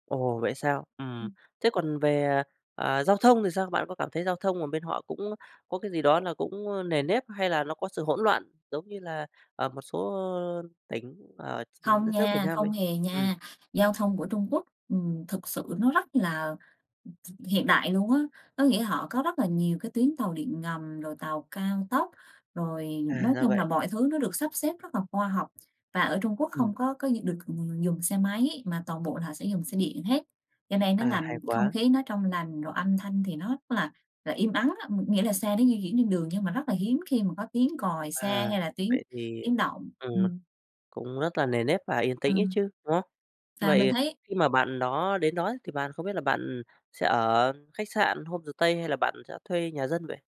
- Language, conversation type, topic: Vietnamese, podcast, Bạn có thể kể lại một trải nghiệm khám phá văn hóa đã khiến bạn thay đổi quan điểm không?
- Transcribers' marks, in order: tapping; other background noise; in English: "homestay"